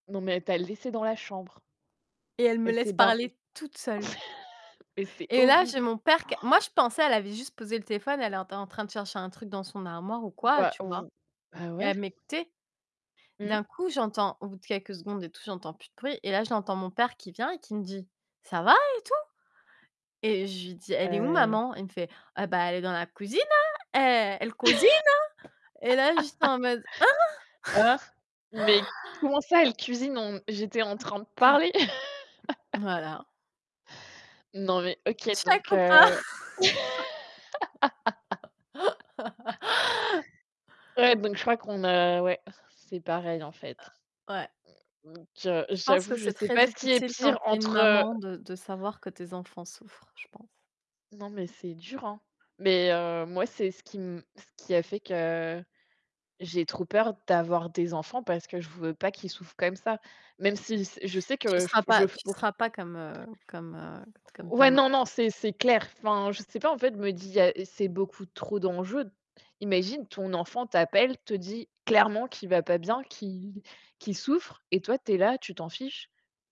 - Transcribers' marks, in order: static; chuckle; gasp; laugh; put-on voice: "la cuisine, hein, eh, elle cuisine, hein"; tapping; stressed: "Hein"; chuckle; gasp; sneeze; laugh; laugh; distorted speech; other background noise; stressed: "clairement"
- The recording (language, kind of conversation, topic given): French, unstructured, Les récits de choix difficiles sont-ils plus percutants que ceux de décisions faciles ?